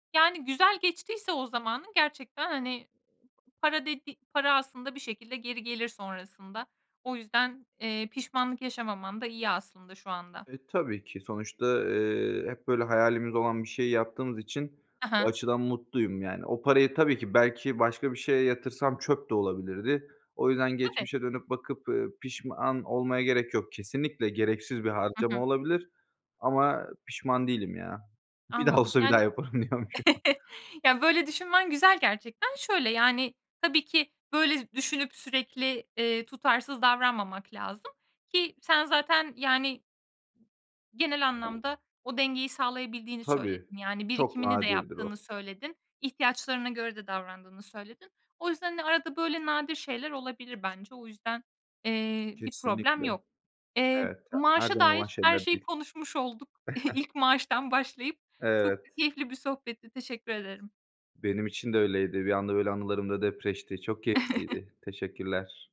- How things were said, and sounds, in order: other background noise; tapping; laughing while speaking: "yaparım diyormuşum"; chuckle; chuckle; chuckle
- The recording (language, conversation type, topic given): Turkish, podcast, İlk maaşını aldığın gün neler yaptın, anlatır mısın?